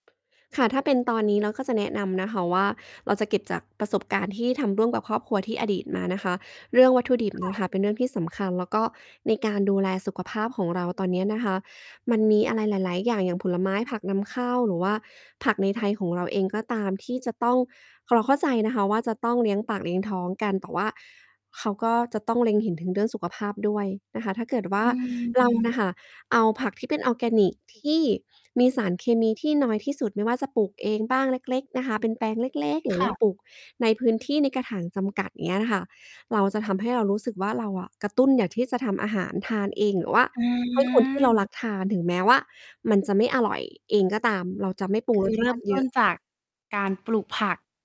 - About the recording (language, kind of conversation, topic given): Thai, podcast, การทำอาหารร่วมกันในครอบครัวมีความหมายกับคุณอย่างไร?
- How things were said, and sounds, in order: tapping; distorted speech; other background noise